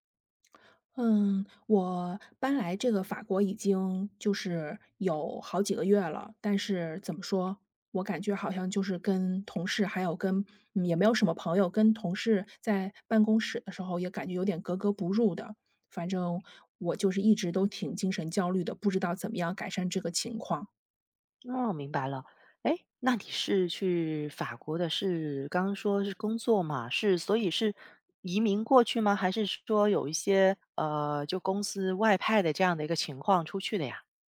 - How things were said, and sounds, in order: none
- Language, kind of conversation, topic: Chinese, advice, 搬到新城市后感到孤单，应该怎么结交朋友？